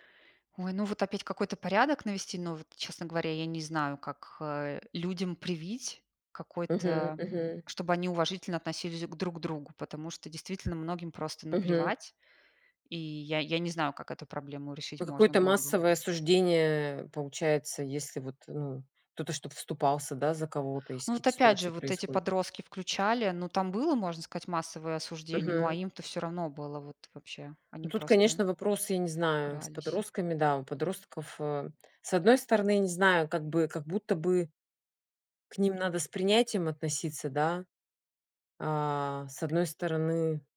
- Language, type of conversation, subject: Russian, unstructured, Что вас выводит из себя в общественном транспорте?
- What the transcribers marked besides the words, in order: tapping